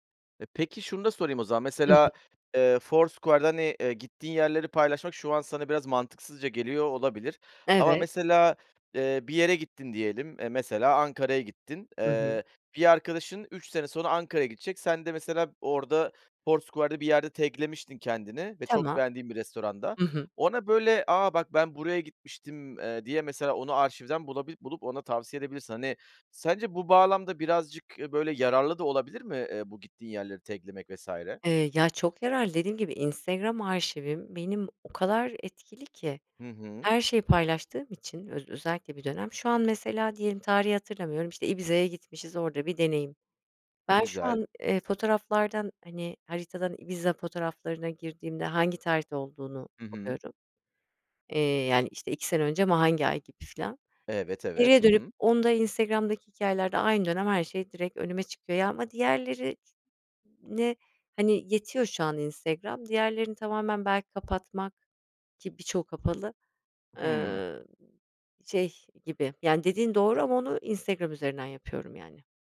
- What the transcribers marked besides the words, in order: other background noise; in English: "tag'lemiştin"; in English: "tag'lemek"; tapping
- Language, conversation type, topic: Turkish, podcast, Eski gönderileri silmeli miyiz yoksa saklamalı mıyız?